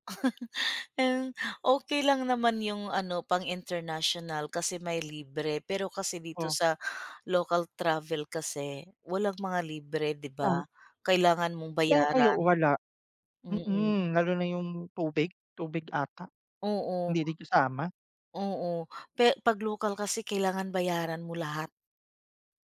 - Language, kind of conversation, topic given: Filipino, unstructured, Ano ang pakiramdam mo noong una kang sumakay ng eroplano?
- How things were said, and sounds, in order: chuckle; other background noise